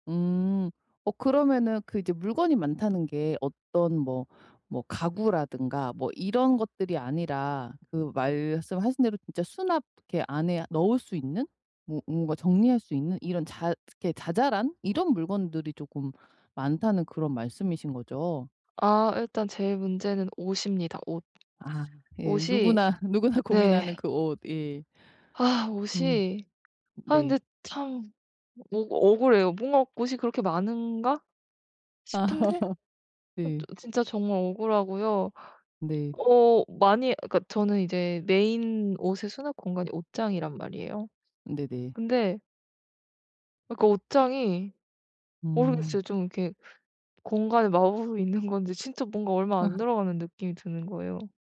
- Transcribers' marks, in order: other background noise; tapping; laughing while speaking: "누구나"; laugh; laughing while speaking: "어"
- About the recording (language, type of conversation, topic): Korean, advice, 한정된 공간에서 물건을 가장 효율적으로 정리하려면 어떻게 시작하면 좋을까요?